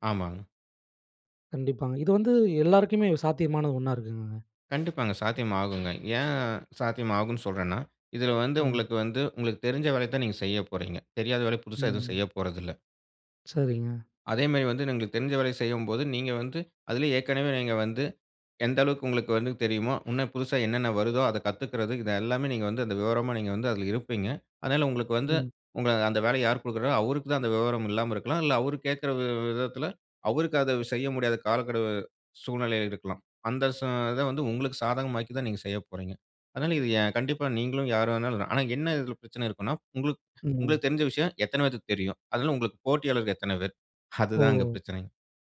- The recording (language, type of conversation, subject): Tamil, podcast, மெய்நிகர் வேலை உங்கள் சமநிலைக்கு உதவுகிறதா, அல்லது அதை கஷ்டப்படுத்துகிறதா?
- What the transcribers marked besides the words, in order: "இருக்குங்ளாங்க" said as "இருக்ககங்க"; other noise; door; other background noise; "உங்களுக்கு" said as "நங்களுக்கு"; "இன்னும்" said as "உன்னும்"; laughing while speaking: "அதுதான்"